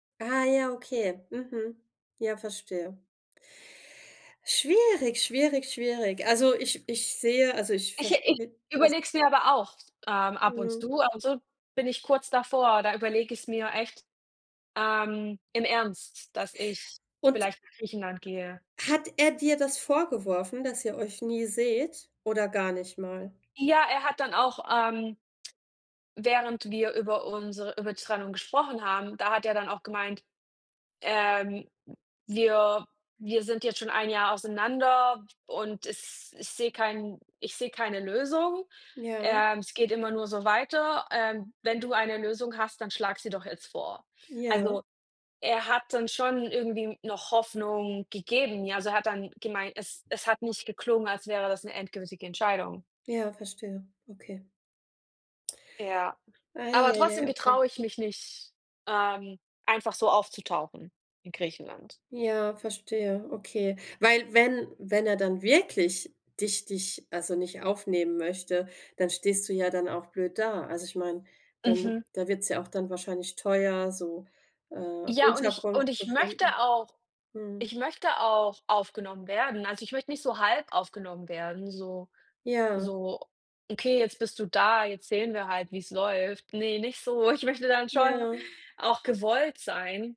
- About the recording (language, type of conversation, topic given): German, unstructured, Wie zeigst du deinem Partner, dass du ihn schätzt?
- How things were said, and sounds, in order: other noise; joyful: "Ich möchte dann schon auch gewollt sein"